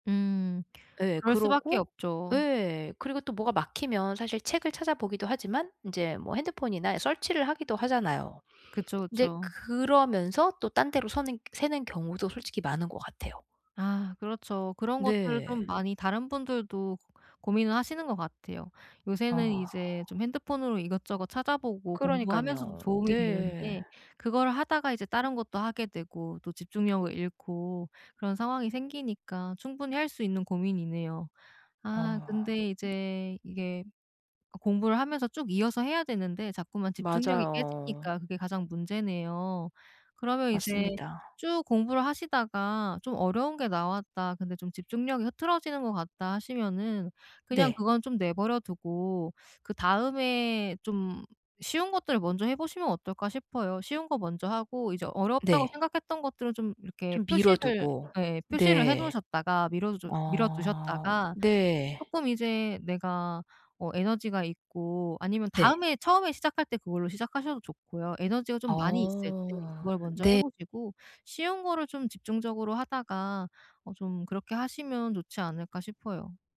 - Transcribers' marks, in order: put-on voice: "search를"; other background noise; tapping
- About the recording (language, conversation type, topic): Korean, advice, 산만함을 줄이고 더 오래 집중하려면 어떻게 해야 하나요?